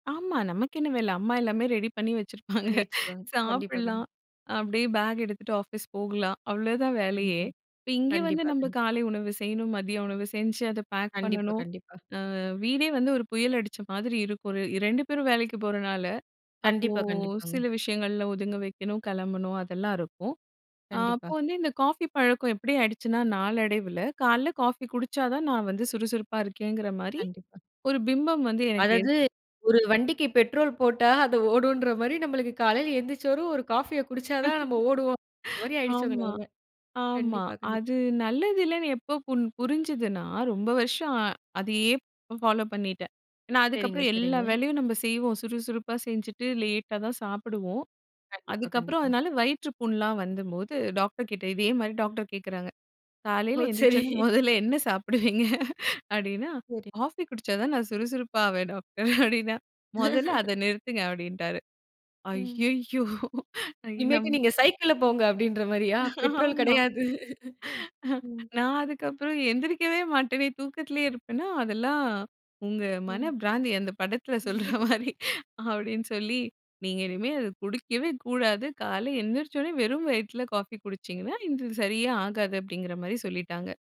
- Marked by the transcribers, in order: laughing while speaking: "வச்சிருப்பாங்க. சாப்படலாம்"; laugh; inhale; laughing while speaking: "ஓ! சரி"; laughing while speaking: "மொதல்ல என்ன சாப்பிடுவீங்க, அப்டின்னா காபி குடிச்சாதான் நான் சுறுசுறுப்பாவேன் டாக்டர் அப்டின்னா"; chuckle; laugh; laughing while speaking: "அய்யய்யோ! ஐய நம்"; laughing while speaking: "இனிமேட்டு, நீங்க சைக்கிள்ல போங்க அப்டின்ற மாரியா, பெட்ரோல் கெடையாது. ம்"; laughing while speaking: "ஆமா. நான் அதுக்கப்புறம் எந்திரிக்கவே மாட்டனே … அப்டிங்கிற மாரி சொல்லிட்டாங்க"; inhale; laugh; laugh
- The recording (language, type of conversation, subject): Tamil, podcast, காலையில் விழித்ததும் உடல் சுறுசுறுப்பாக இருக்க நீங்கள் என்ன செய்கிறீர்கள்?